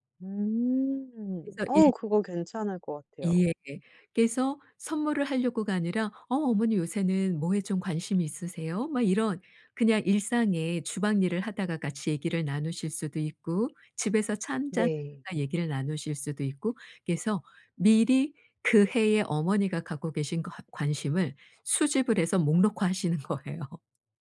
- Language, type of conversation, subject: Korean, advice, 선물을 뭘 사야 할지 전혀 모르겠는데, 아이디어를 좀 도와주실 수 있나요?
- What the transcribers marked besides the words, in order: laughing while speaking: "목록화하시는 거예요"